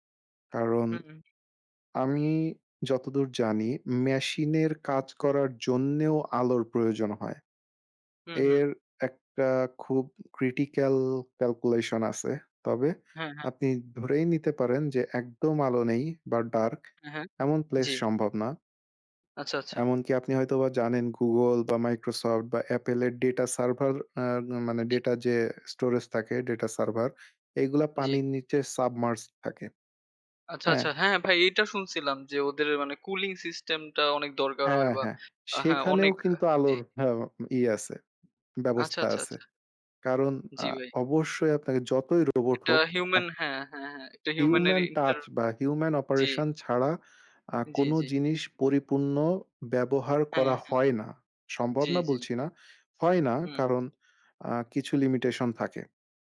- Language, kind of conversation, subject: Bengali, unstructured, আপনার জীবনে প্রযুক্তি সবচেয়ে বড় কোন ইতিবাচক পরিবর্তন এনেছে?
- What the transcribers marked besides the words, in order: tapping; in English: "ক্রিটিক্যাল ক্যালকুলেশন"; other background noise; in English: "সাবমার্জ"